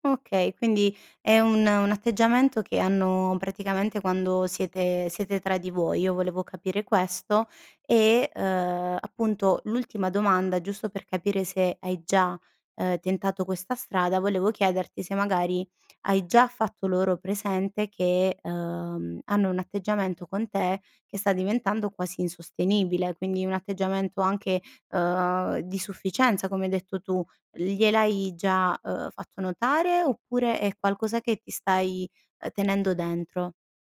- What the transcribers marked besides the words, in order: other background noise
- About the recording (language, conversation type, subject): Italian, advice, Come ti senti quando la tua famiglia non ti ascolta o ti sminuisce?
- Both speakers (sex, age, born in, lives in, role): female, 30-34, Italy, Italy, advisor; female, 50-54, Italy, Italy, user